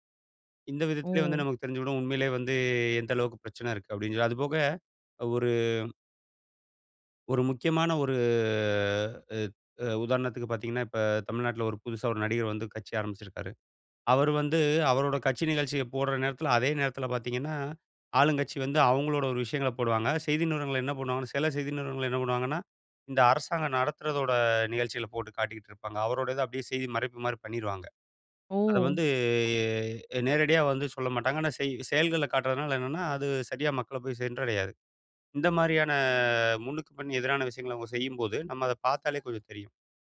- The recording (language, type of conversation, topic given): Tamil, podcast, செய்தி ஊடகங்கள் நம்பகமானவையா?
- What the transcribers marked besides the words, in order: surprised: "ஓ!"; drawn out: "ஒரு"; surprised: "ஓ!"